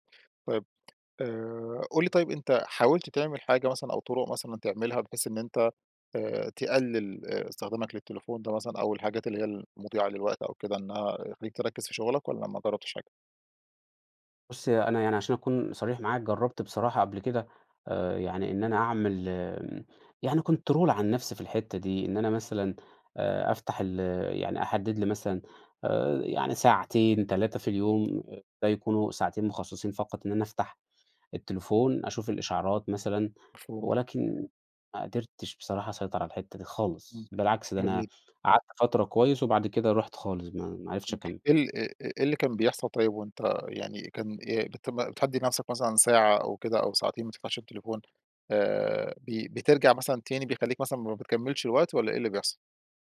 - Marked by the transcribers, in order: in English: "control"
- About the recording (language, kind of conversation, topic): Arabic, advice, ازاي أقدر أركز لما إشعارات الموبايل بتشتتني؟